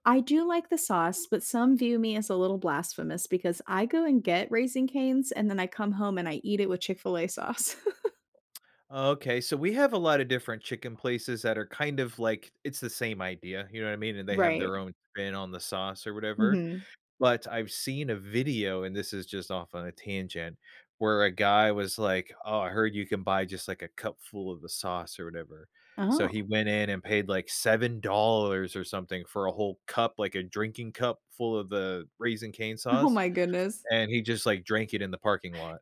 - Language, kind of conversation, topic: English, unstructured, What small rituals can I use to reset after a stressful day?
- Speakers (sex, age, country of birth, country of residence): female, 35-39, United States, United States; male, 35-39, United States, United States
- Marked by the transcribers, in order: other background noise; chuckle; laughing while speaking: "Oh my goodness"